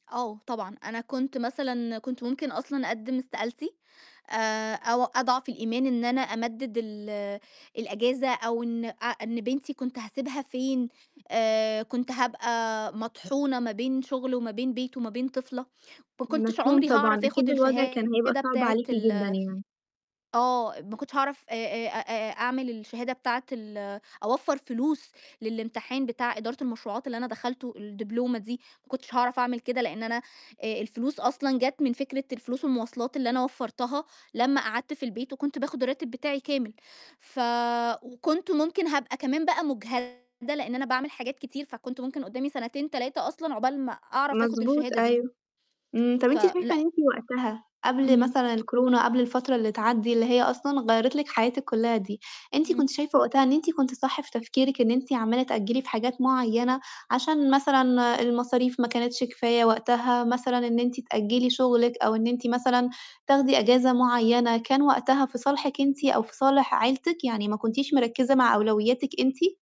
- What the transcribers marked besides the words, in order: distorted speech
- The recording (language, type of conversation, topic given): Arabic, podcast, مرة حسّيت إن التوقيت جه في صالحك؟ احكيلي إزاي؟
- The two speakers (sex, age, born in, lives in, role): female, 25-29, Egypt, Italy, host; female, 30-34, Egypt, Egypt, guest